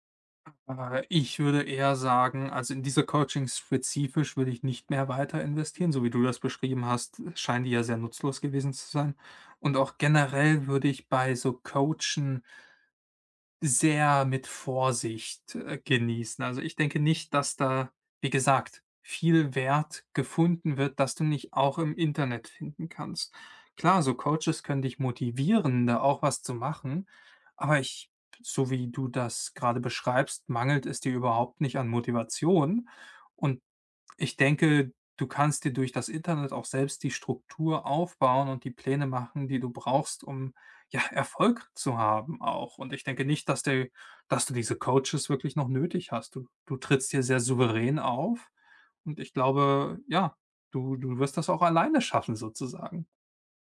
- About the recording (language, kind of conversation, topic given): German, advice, Wie kann ich einen Mentor finden und ihn um Unterstützung bei Karrierefragen bitten?
- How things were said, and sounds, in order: other background noise